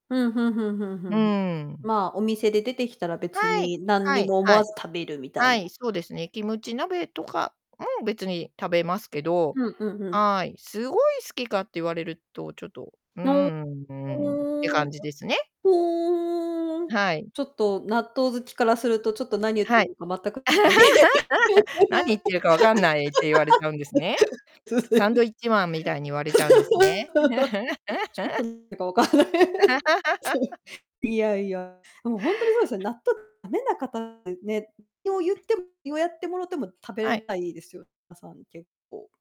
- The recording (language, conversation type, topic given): Japanese, unstructured, 納豆はお好きですか？その理由は何ですか？
- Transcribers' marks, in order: distorted speech; laugh; laugh; laughing while speaking: "わかんない。そう"; laugh; other background noise